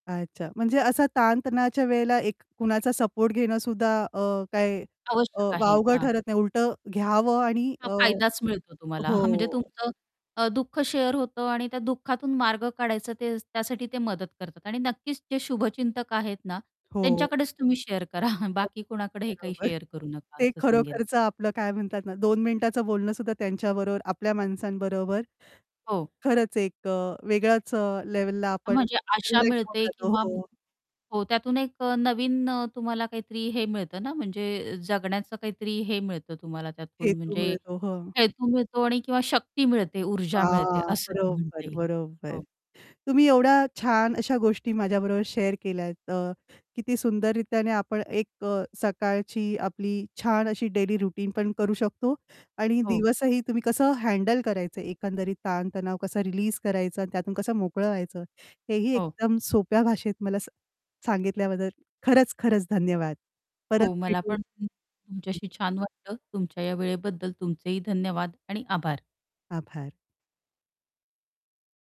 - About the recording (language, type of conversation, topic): Marathi, podcast, ताण कमी करण्यासाठी तुम्ही रोज काय करता?
- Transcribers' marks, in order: distorted speech; static; chuckle; in English: "शेअर"; in English: "शेअर"; laughing while speaking: "करा"; in English: "शेअर"; in English: "शेअर"; in English: "रुटीन"